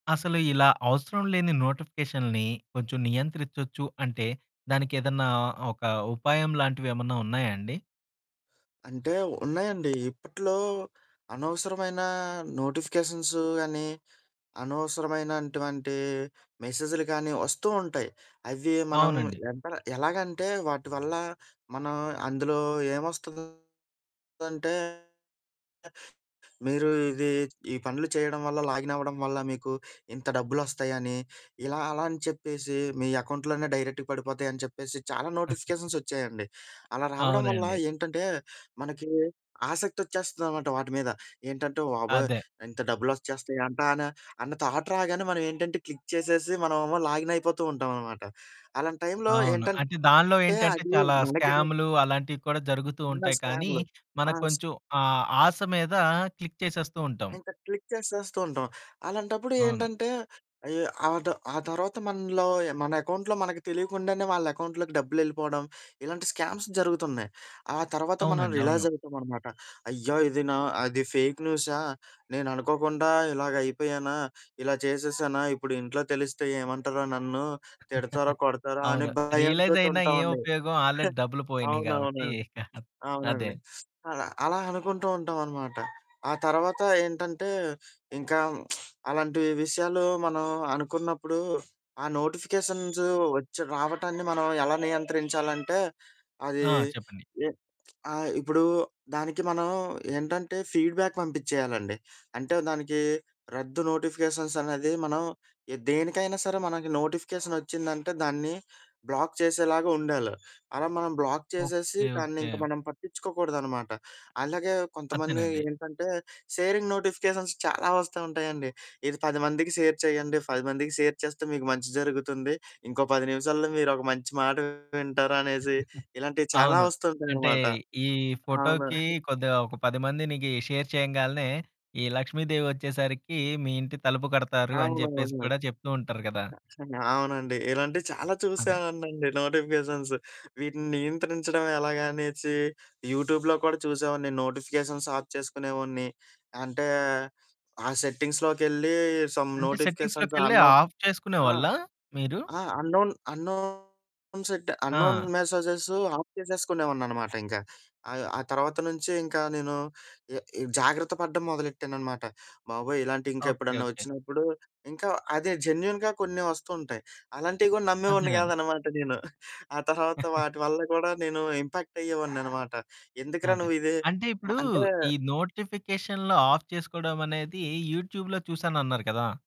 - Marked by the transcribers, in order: in English: "నోటిఫికేషన్‌లని"; other background noise; in English: "నోటిఫికేషన్స్"; distorted speech; in English: "ఎకౌంట్‌లోనే డైరెక్ట్‌గా"; giggle; in English: "థాట్"; background speech; in English: "క్లిక్"; static; in English: "ఇన్నర్"; in English: "క్లిక్"; in English: "క్లిక్"; in English: "ఎకౌంట్‌లో"; horn; in English: "స్కామ్స్"; in English: "ఫేక్"; chuckle; in English: "ఆల్రెడీ"; giggle; chuckle; lip smack; in English: "నోటిఫికేషన్స్"; lip smack; in English: "ఫీడ్‌బ్యాక్"; in English: "బ్లాక్"; in English: "బ్లాక్"; in English: "సేరింగ్ నోటిఫికేషన్స్"; in English: "షేర్"; in English: "షేర్"; giggle; in English: "షేర్"; giggle; in English: "నోటిఫికేషన్స్"; in English: "యూట్యూబ్‌లో"; in English: "నోటిఫికేషన్స్ ఆఫ్"; in English: "సెట్టింగ్స్‌లోకెళ్ళీ, సమ్ నోటిఫికేషన్స్ అన్‌నోన్"; in English: "సెట్టింగ్స్‌లోకెళ్ళే ఆఫ్"; in English: "అన్‌నోన్ అన్‌నోన్"; in English: "మెసేజెస్ ఆఫ్"; in English: "జెన్యూన్‌గా"; giggle; in English: "నోటిఫికేషన్‌లో ఆఫ్"; in English: "యూట్యూబ్‌లో"
- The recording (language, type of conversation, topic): Telugu, podcast, అవసరం లేని నోటిఫికేషన్లను మీరు ఎలా నియంత్రిస్తారు?